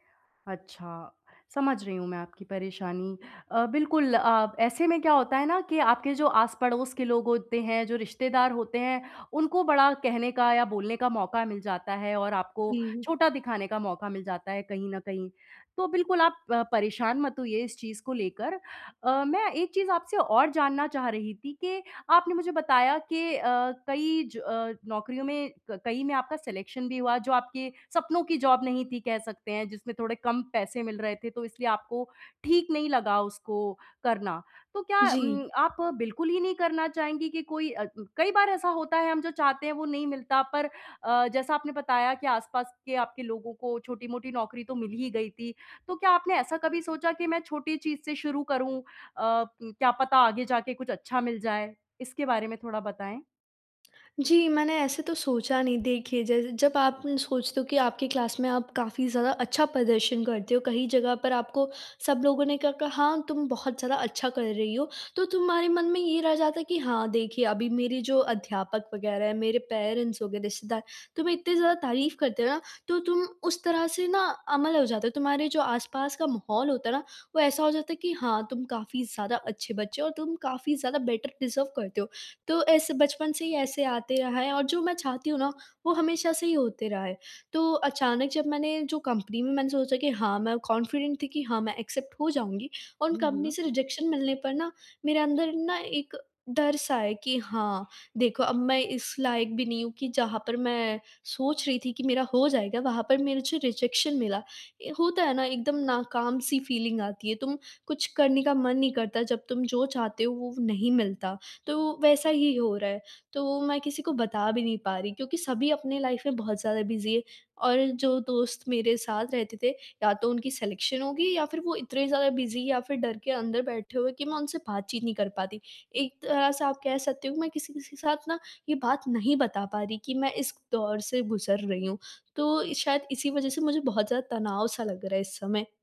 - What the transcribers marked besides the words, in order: in English: "सिलेक्शन"; in English: "जॉब"; in English: "क्लास"; in English: "पेरेंट्स"; in English: "बेटर डिज़र्व"; in English: "कॉन्फिडेंट"; in English: "एक्सेप्ट"; in English: "रिजेक्शन"; in English: "रिजेक्शन"; in English: "फ़ीलिंग"; in English: "लाइफ़"; in English: "बिज़ी"; in English: "सिलेक्शन"; in English: "बिज़ी"
- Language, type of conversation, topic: Hindi, advice, नकार से सीखकर आगे कैसे बढ़ूँ और डर पर काबू कैसे पाऊँ?
- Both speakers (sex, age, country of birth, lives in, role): female, 18-19, India, India, user; female, 30-34, India, India, advisor